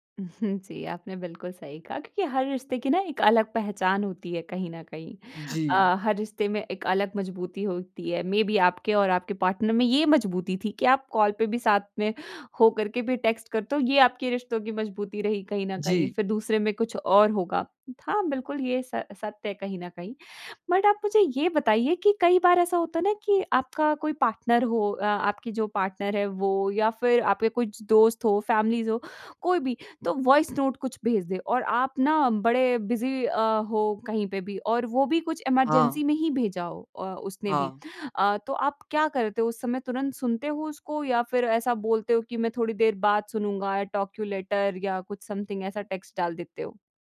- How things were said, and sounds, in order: in English: "मेबी"; in English: "पार्टनर"; in English: "कॉल"; in English: "टेक्स्ट"; in English: "बट"; in English: "पार्टनर"; in English: "पार्टनर"; in English: "फैमिलीज़"; in English: "वॉइस नोट"; in English: "बिज़ी"; in English: "इमरजेंसी"; in English: "आई टॉक यू लेटर"; in English: "समथिंग"; in English: "टेक्स्ट"
- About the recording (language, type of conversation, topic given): Hindi, podcast, वॉइस नोट और टेक्स्ट — तुम किसे कब चुनते हो?